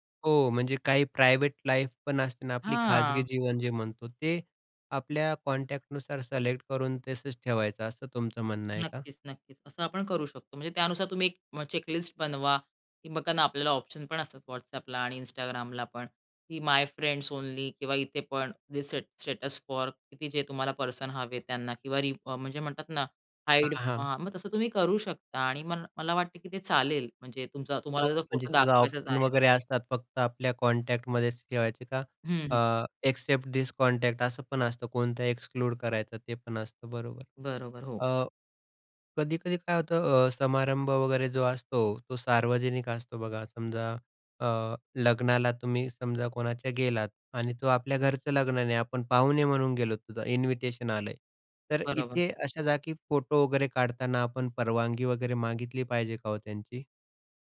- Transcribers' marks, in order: in English: "प्रायव्हेट लाईफ"; in English: "कॉन्टॅक्टनुसार सलेक्ट"; "सिलेक्ट" said as "सलेक्ट"; tapping; in English: "चेक-लिस्ट"; in English: "माय फ्रेंड्स ओनली"; in English: "दि स्टेट स्टेटस फॉर"; in English: "पर्सन"; in English: "रीड फॉर"; in English: "हाईड"; in English: "कॉन्टॅक्टमध्येच"; in English: "इक्सेप्ट धिस कॉन्टॅक्ट"; in English: "एक्सक्लूड"; in English: "इन्व्हिटेशन"
- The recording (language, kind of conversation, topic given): Marathi, podcast, इतरांचे फोटो शेअर करण्यापूर्वी परवानगी कशी विचारता?